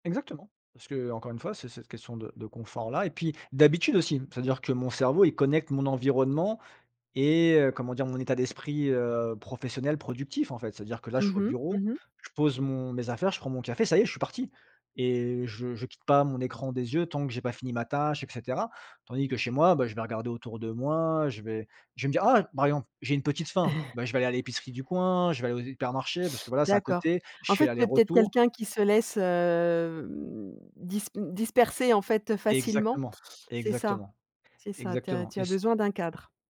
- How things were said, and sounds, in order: chuckle; drawn out: "hem"; other background noise
- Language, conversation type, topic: French, podcast, Préférez-vous le télétravail, le bureau ou un modèle hybride, et pourquoi ?